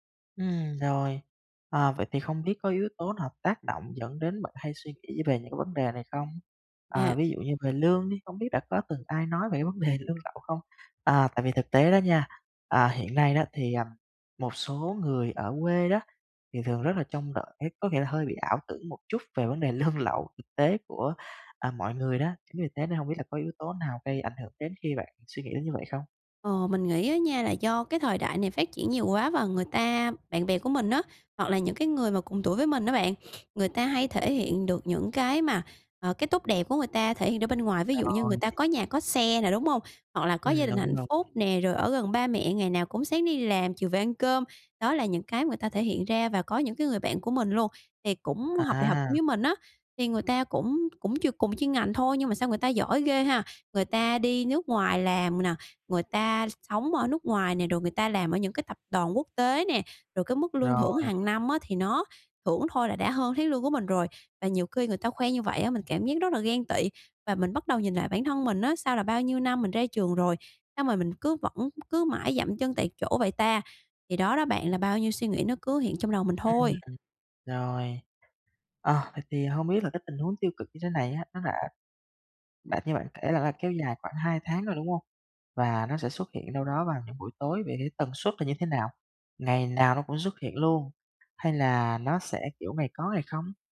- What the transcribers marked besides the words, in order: tapping; laughing while speaking: "đề"; other background noise
- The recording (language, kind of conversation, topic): Vietnamese, advice, Làm sao để tôi bớt suy nghĩ tiêu cực về tương lai?